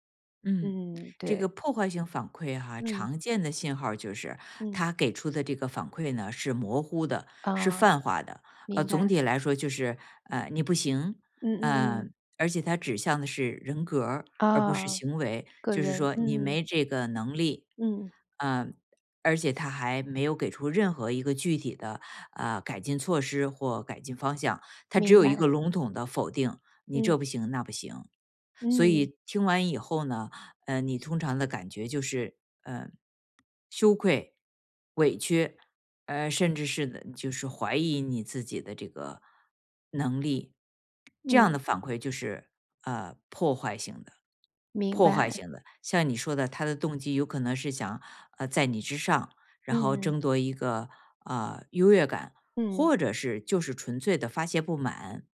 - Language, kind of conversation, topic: Chinese, advice, 我该如何分辨别人给我的反馈是建设性的还是破坏性的？
- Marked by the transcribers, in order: none